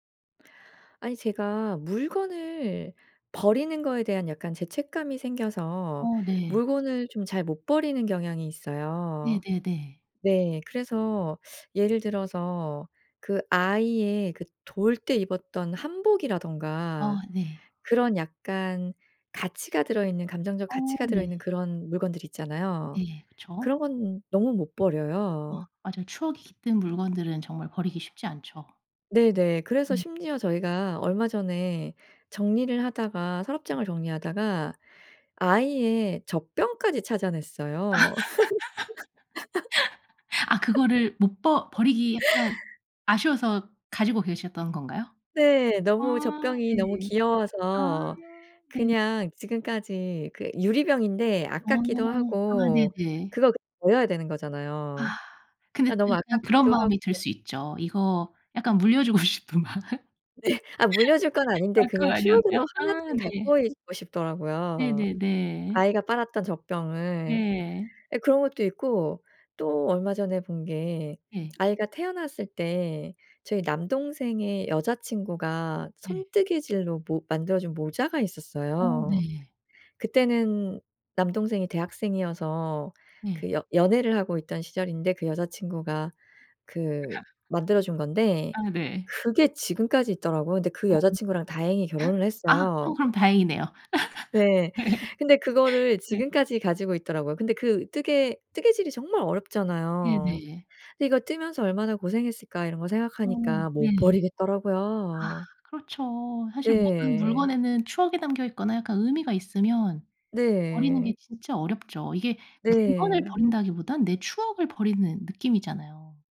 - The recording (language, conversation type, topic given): Korean, advice, 물건을 버릴 때 죄책감이 들어 정리를 미루게 되는데, 어떻게 하면 좋을까요?
- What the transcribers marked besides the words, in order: other background noise; laugh; laughing while speaking: "물려주고 싶은 마음"; laughing while speaking: "네"; laugh; laugh; laugh; laugh; laughing while speaking: "네"